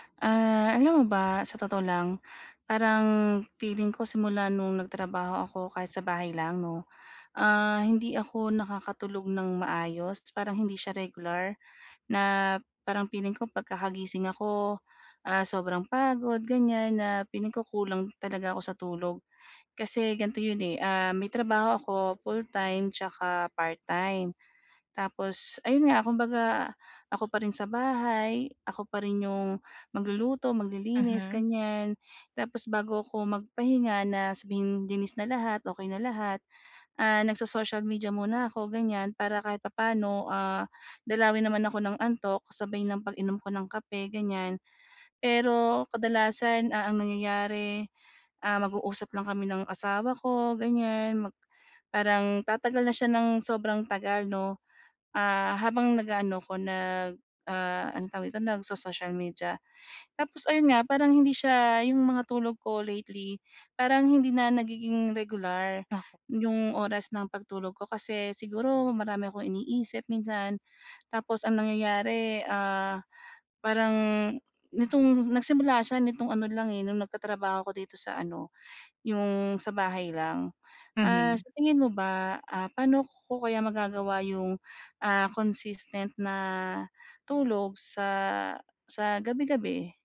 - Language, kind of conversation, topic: Filipino, advice, Paano ko mapapanatili ang regular na oras ng pagtulog araw-araw?
- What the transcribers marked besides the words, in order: none